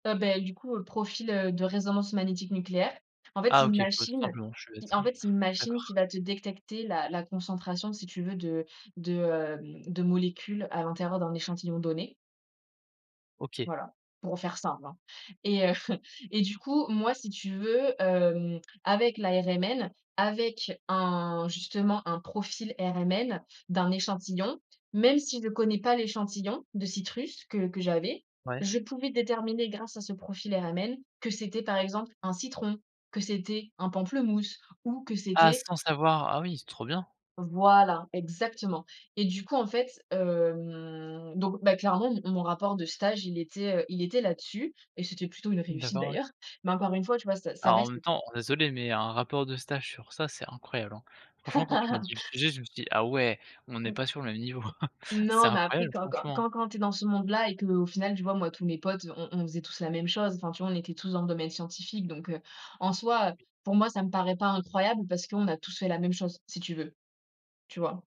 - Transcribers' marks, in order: "détecter" said as "déctecter"; chuckle; stressed: "Voilà"; laugh; chuckle
- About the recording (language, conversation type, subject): French, podcast, Comment as-tu trouvé ton premier emploi dans ton nouveau domaine ?